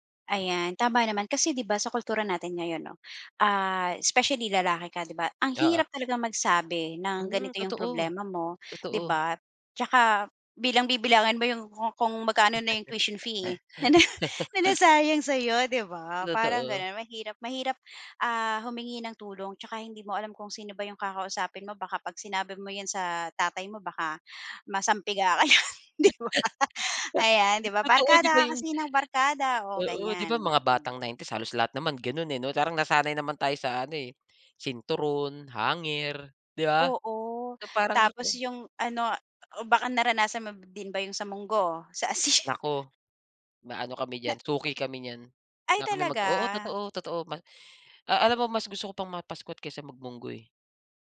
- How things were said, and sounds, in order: chuckle; other background noise; laugh; in English: "'di ba?"; tapping
- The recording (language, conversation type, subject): Filipino, podcast, Paano ka bumabangon pagkatapos ng malaking bagsak?